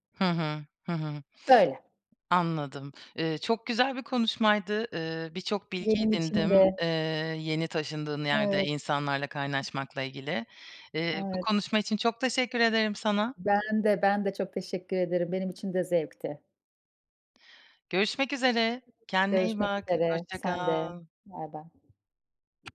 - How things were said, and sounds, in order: other background noise
- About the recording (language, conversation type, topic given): Turkish, podcast, Yeni taşındığın bir yerde insanlarla nasıl kaynaşırsın, hangi ipuçlarını önerirsin?